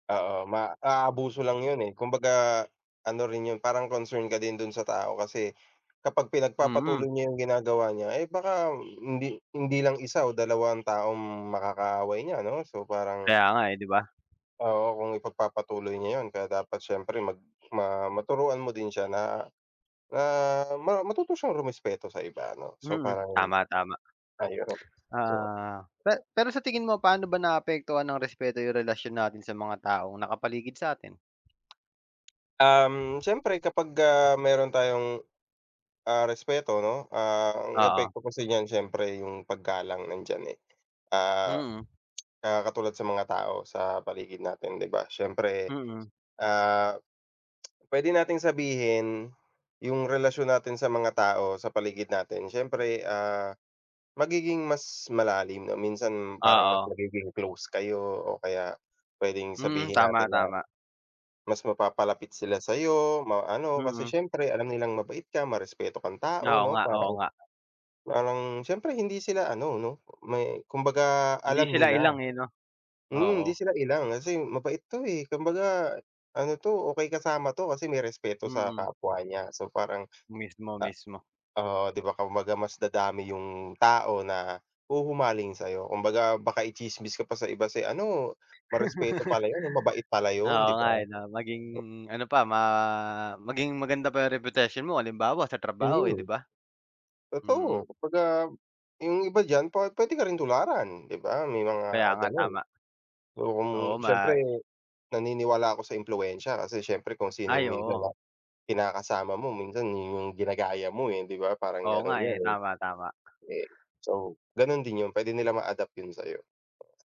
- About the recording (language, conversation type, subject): Filipino, unstructured, Bakit mahalaga ang respeto sa ibang tao?
- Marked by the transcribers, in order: other background noise; tapping; tongue click